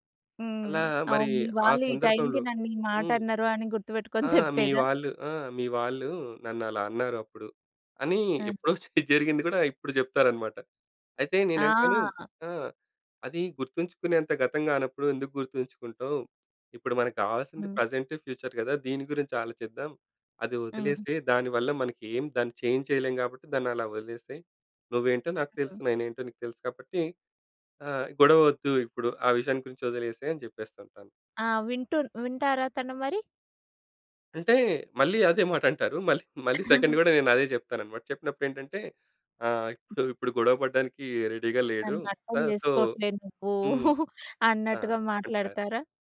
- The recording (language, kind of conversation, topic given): Telugu, podcast, ఎవరైనా వ్యక్తి అభిరుచిని తెలుసుకోవాలంటే మీరు ఏ రకమైన ప్రశ్నలు అడుగుతారు?
- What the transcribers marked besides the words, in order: chuckle; chuckle; in English: "ప్రెజెంట్, ఫ్యూచర్"; in English: "చేంజ్"; chuckle; other background noise; chuckle